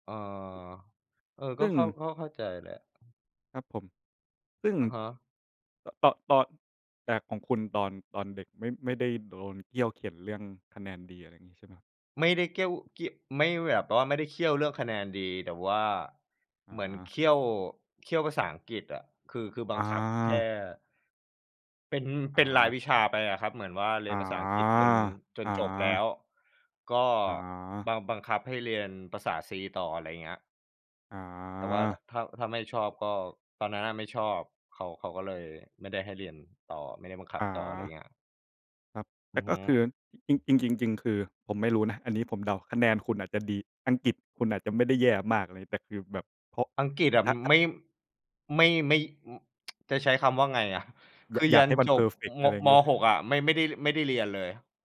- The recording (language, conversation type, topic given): Thai, unstructured, การถูกกดดันให้ต้องได้คะแนนดีทำให้คุณเครียดไหม?
- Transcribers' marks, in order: unintelligible speech; tsk